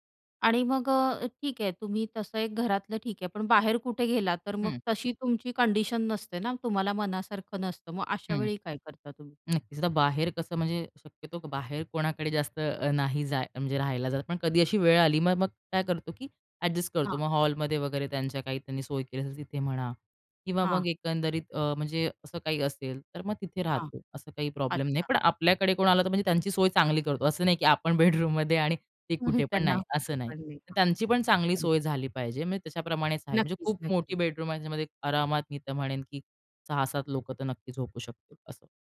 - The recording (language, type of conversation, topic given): Marathi, podcast, झोपेची जागा अधिक आरामदायी कशी बनवता?
- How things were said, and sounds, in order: other background noise; tapping; laughing while speaking: "आपण बेडरूममध्ये"; in English: "बेडरूममध्ये"; unintelligible speech; unintelligible speech; in English: "बेडरूम"